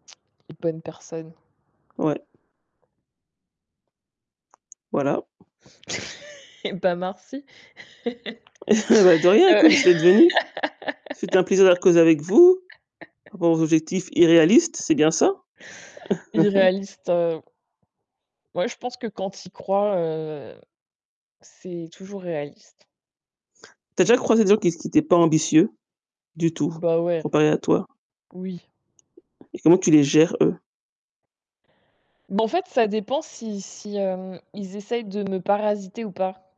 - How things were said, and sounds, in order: static; tapping; laugh; chuckle; laugh; chuckle; other background noise
- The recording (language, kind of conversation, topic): French, unstructured, Comment répondez-vous à ceux qui disent que vos objectifs sont irréalistes ?